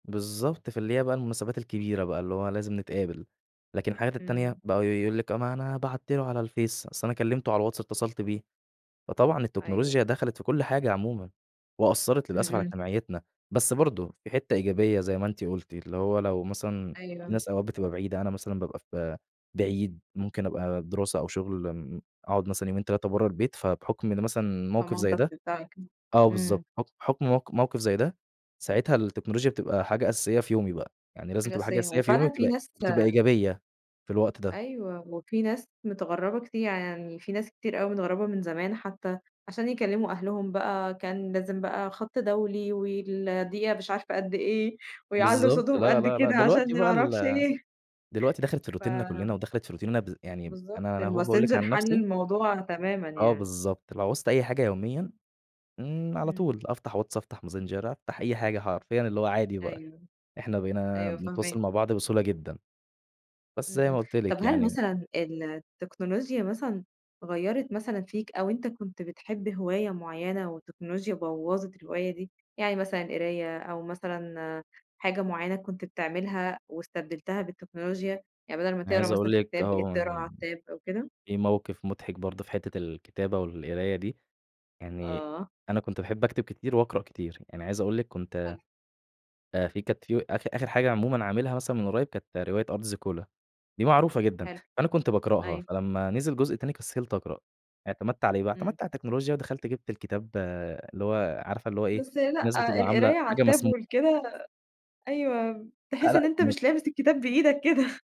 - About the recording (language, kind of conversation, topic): Arabic, podcast, ازاي التكنولوجيا غيّرت روتينك اليومي؟
- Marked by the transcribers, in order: unintelligible speech; laughing while speaking: "ويعلّوا صوتهم قد كده عشان ما أعرفش إيه"; in English: "روتيننا"; in English: "روتيننا"; tapping; in English: "التاب"; in English: "التاب"; laughing while speaking: "كده"